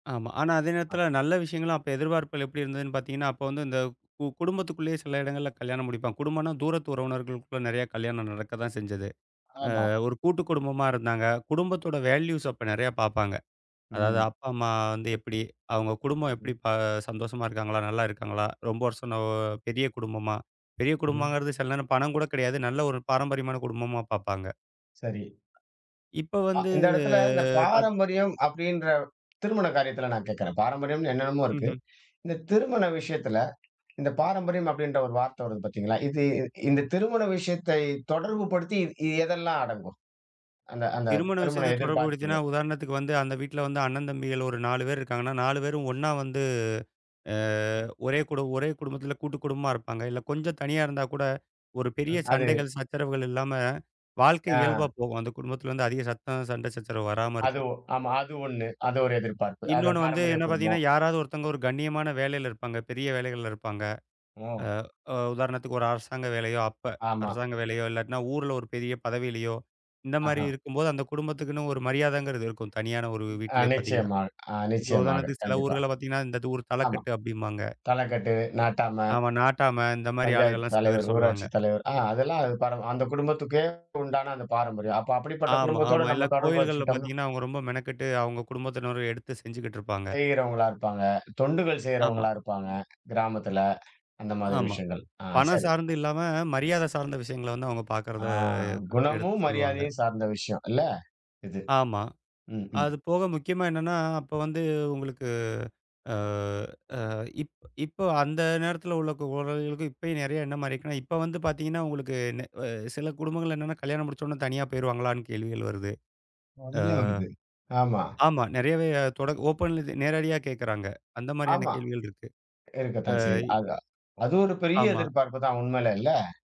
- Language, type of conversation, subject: Tamil, podcast, திருமணத்தில் குடும்பத்தின் எதிர்பார்ப்புகள் எவ்வளவு பெரியதாக இருக்கின்றன?
- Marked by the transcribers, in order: other noise; in English: "வேல்யூஸ்"; unintelligible speech; drawn out: "வந்து"; tapping; drawn out: "ஆ"; drawn out: "பாக்கிறத"; drawn out: "ஆ"; drawn out: "அ"; drawn out: "ஆ"; in English: "ஓப்பன்ல"